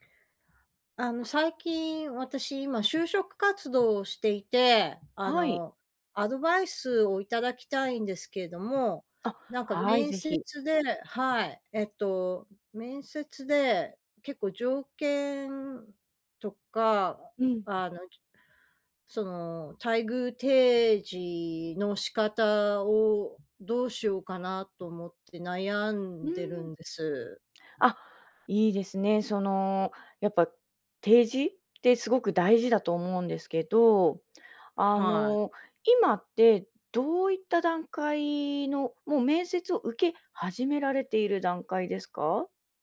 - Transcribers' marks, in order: none
- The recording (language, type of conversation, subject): Japanese, advice, 面接で条件交渉や待遇の提示に戸惑っているとき、どう対応すればよいですか？